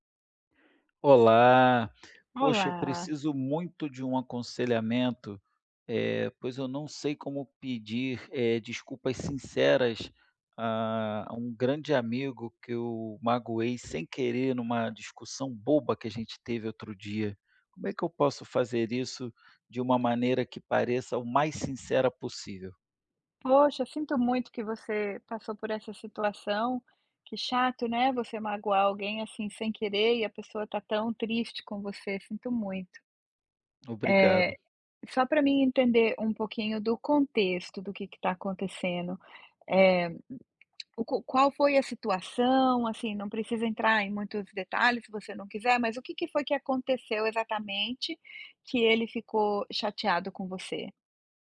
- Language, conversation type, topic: Portuguese, advice, Como posso pedir desculpas de forma sincera depois de magoar alguém sem querer?
- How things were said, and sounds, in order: tapping